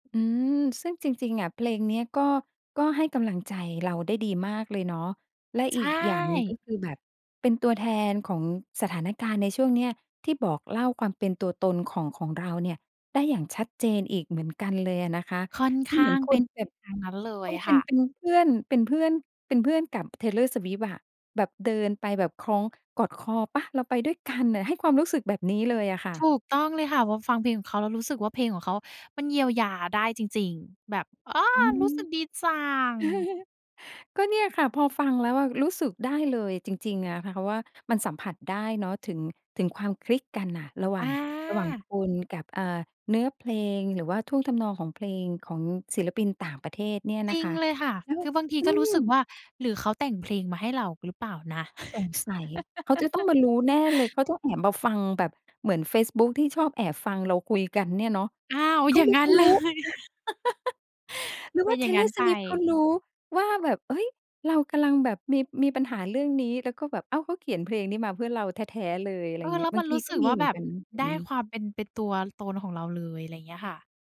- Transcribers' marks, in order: chuckle; put-on voice: "อา รู้สึกดีจัง"; laugh; other background noise; laugh; laughing while speaking: "เลย"
- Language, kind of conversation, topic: Thai, podcast, เพลงไทยหรือเพลงต่างประเทศ เพลงไหนสะท้อนความเป็นตัวคุณมากกว่ากัน?